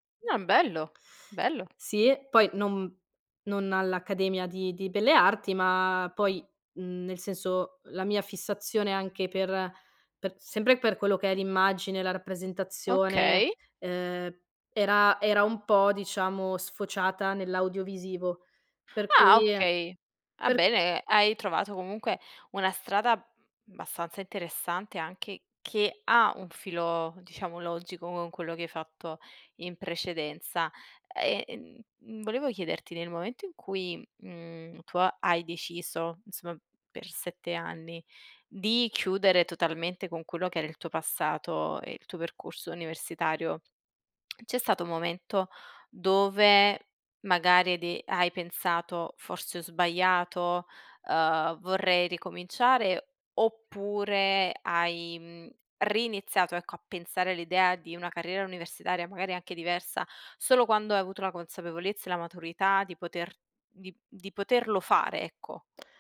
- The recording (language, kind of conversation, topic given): Italian, podcast, Come scegli tra una passione e un lavoro stabile?
- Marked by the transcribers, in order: "abbastanza" said as "bastanza"; other background noise